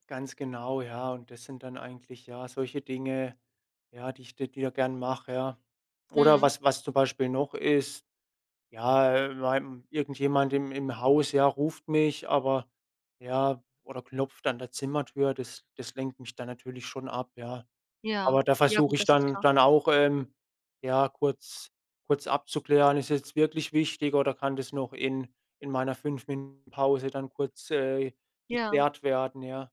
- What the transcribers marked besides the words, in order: other background noise; unintelligible speech
- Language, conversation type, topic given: German, podcast, Welche einfachen Techniken helfen, sofort wieder fokussierter zu werden?